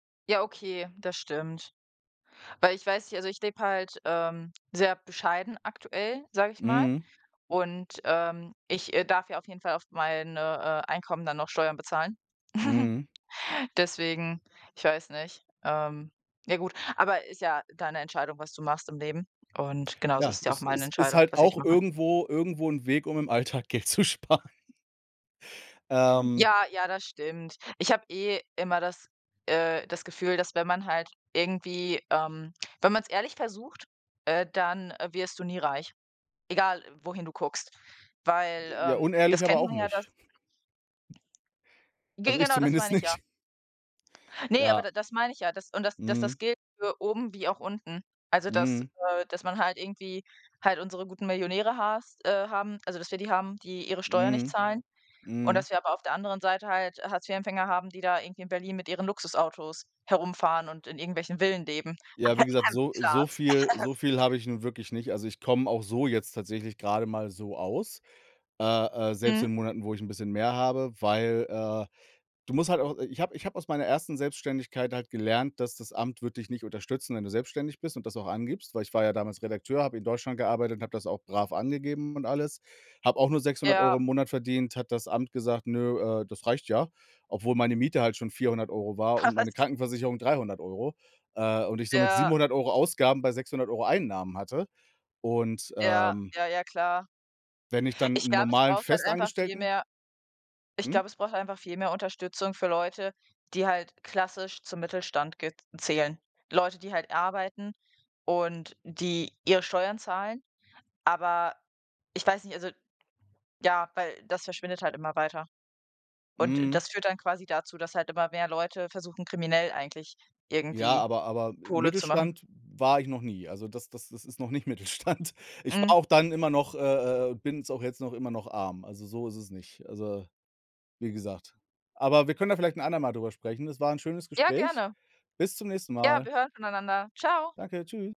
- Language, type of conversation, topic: German, unstructured, Hast du Tipps, wie man im Alltag Geld sparen kann?
- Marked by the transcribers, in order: chuckle; other background noise; laughing while speaking: "Alltag Geld zu sparen"; chuckle; laughing while speaking: "zumindest nicht"; throat clearing; tapping; laughing while speaking: "Ha"; laughing while speaking: "Mittelstand"